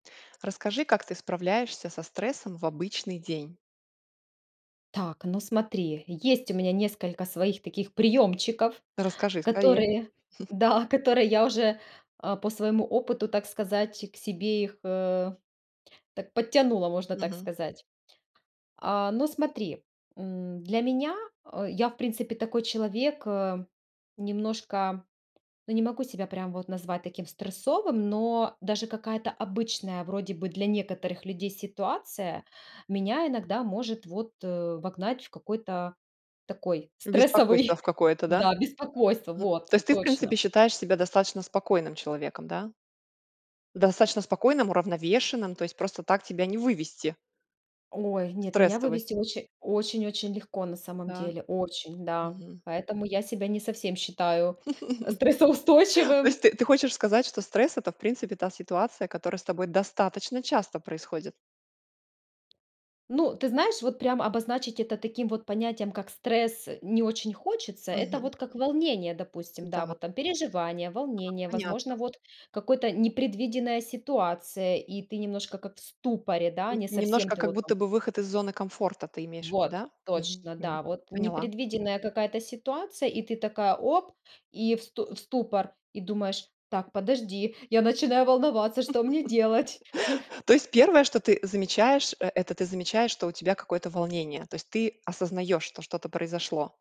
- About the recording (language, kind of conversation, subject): Russian, podcast, Как ты справляешься со стрессом в обычный день?
- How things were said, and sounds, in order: chuckle; tapping; chuckle; chuckle; laugh; laughing while speaking: "стрессоустойчивым"; laugh; chuckle